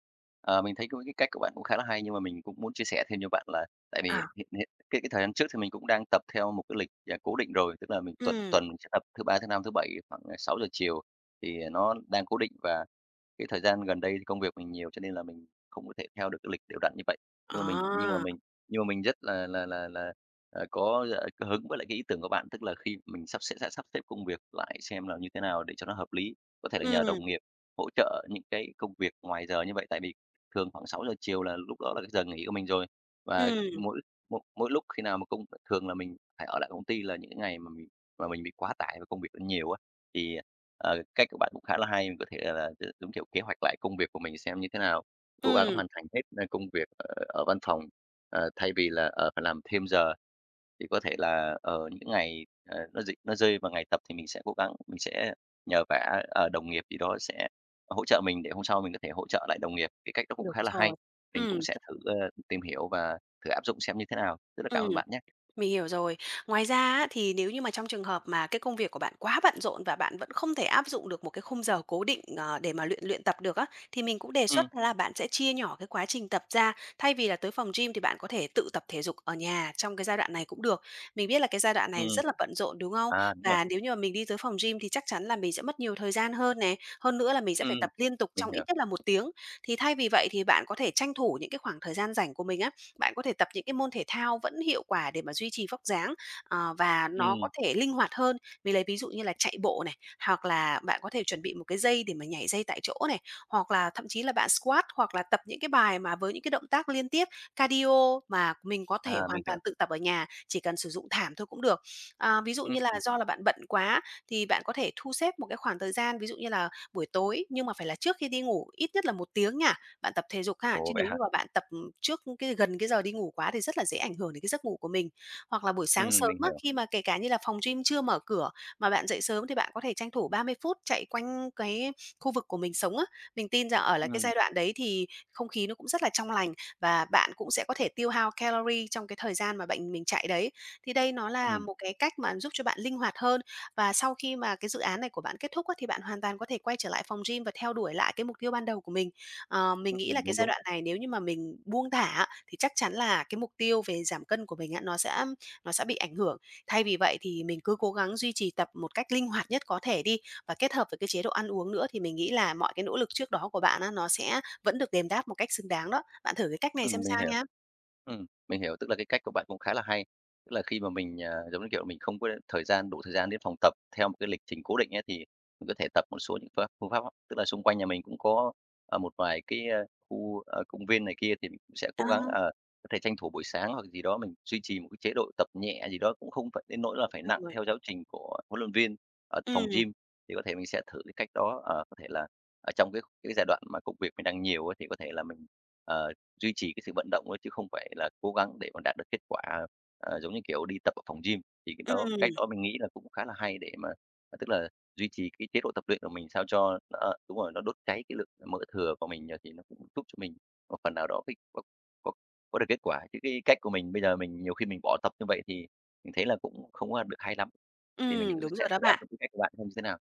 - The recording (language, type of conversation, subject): Vietnamese, advice, Làm thế nào để duy trì thói quen tập luyện đều đặn?
- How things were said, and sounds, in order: tapping; in English: "squat"; in English: "cardio"; in English: "calorie"; unintelligible speech